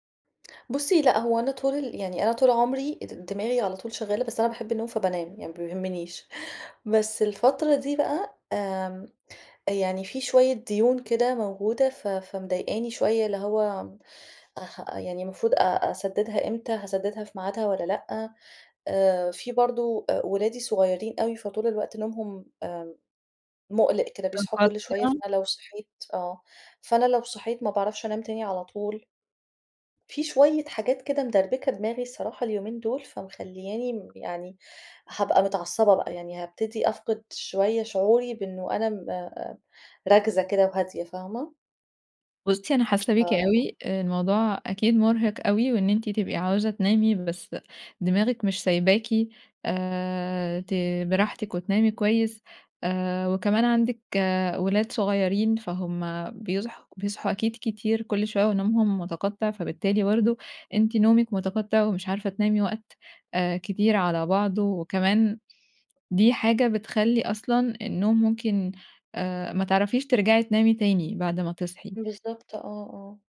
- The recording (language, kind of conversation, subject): Arabic, advice, إزاي أقدر أنام لما الأفكار القلقة بتفضل تتكرر في دماغي؟
- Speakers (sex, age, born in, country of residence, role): female, 20-24, Egypt, Egypt, advisor; female, 35-39, Egypt, Egypt, user
- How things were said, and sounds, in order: tapping; unintelligible speech